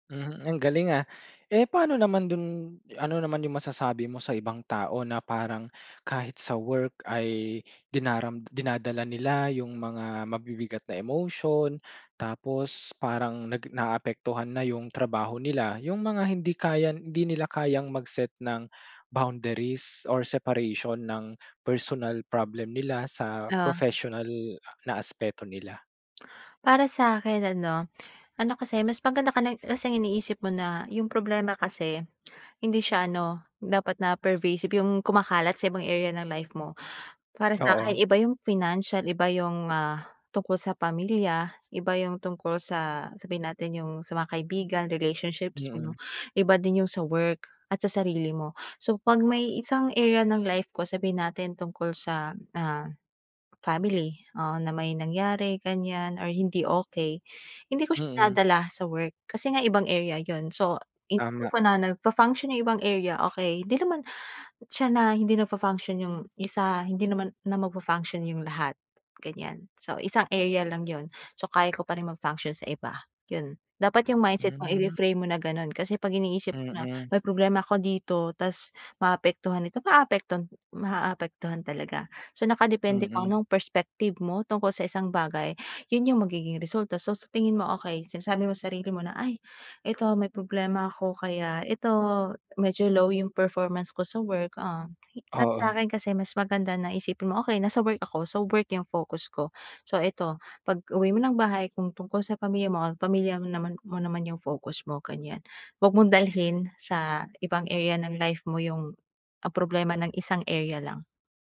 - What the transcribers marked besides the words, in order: in English: "bounderies"; in English: "separation"; in English: "personal problem"; in English: "pervasive"; in English: "perspective"
- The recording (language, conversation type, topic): Filipino, podcast, Paano mo pinapangalagaan ang iyong kalusugang pangkaisipan kapag nasa bahay ka lang?